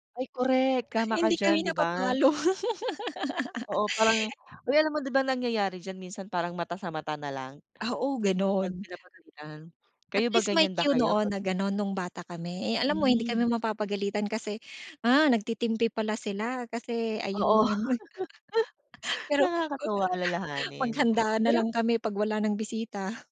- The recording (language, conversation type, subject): Filipino, podcast, Ano ang mga ritwal ninyo kapag may bisita sa bahay?
- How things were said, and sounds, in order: laugh; laugh; laughing while speaking: "Pero ku"